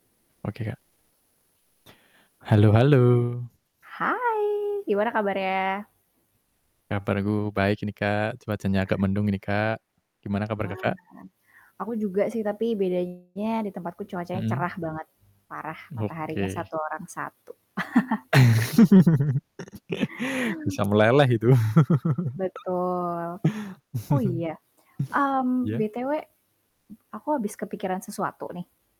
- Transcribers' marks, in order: other background noise; static; distorted speech; chuckle; laugh; chuckle; tapping
- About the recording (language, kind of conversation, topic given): Indonesian, unstructured, Menurut kamu, apa alasan orang membuang hewan peliharaan mereka?
- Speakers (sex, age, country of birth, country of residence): female, 25-29, Indonesia, Indonesia; male, 30-34, Indonesia, Indonesia